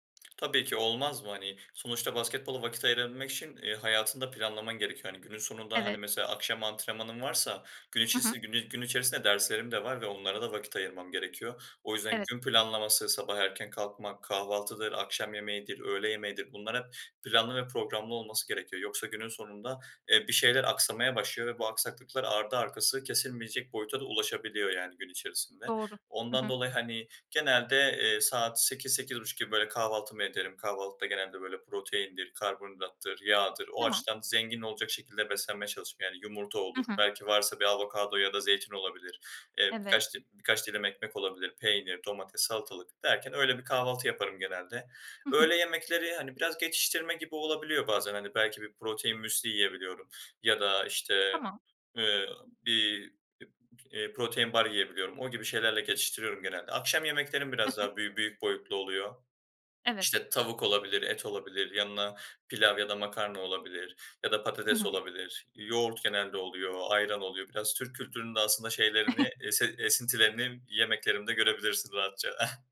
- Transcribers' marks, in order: tapping; other noise; chuckle; chuckle
- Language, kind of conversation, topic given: Turkish, podcast, Hobiniz sizi kişisel olarak nasıl değiştirdi?